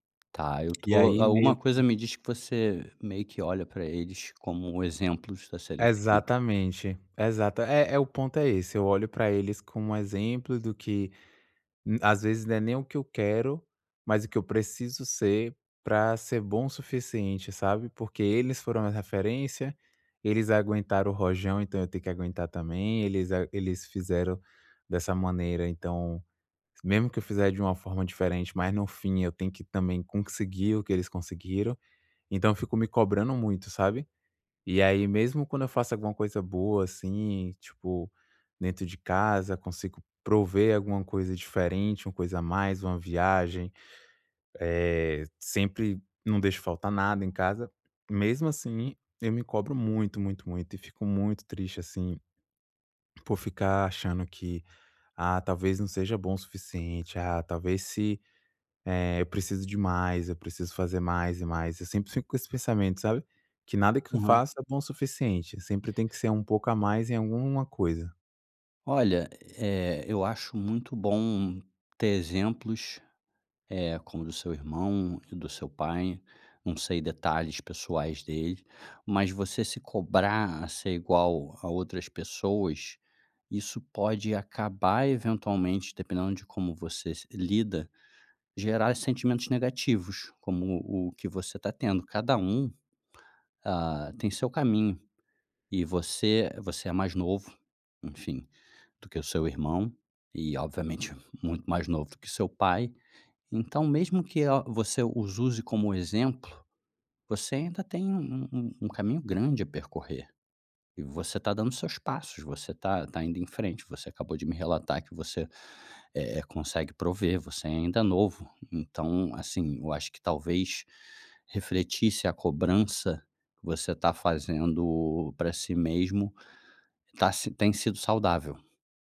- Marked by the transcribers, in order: tapping; "mesmo" said as "memo"
- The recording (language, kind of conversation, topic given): Portuguese, advice, Como você lida com a culpa de achar que não é bom o suficiente?